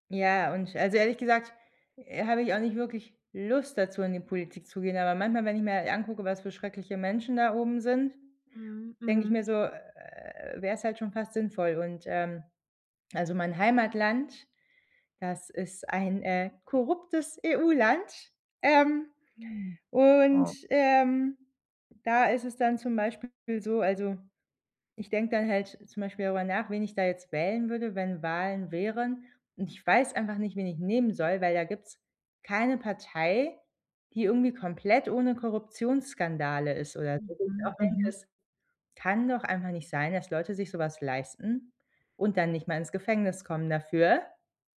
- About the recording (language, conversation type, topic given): German, advice, Wie kann ich emotionale Überforderung durch ständige Katastrophenmeldungen verringern?
- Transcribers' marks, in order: other background noise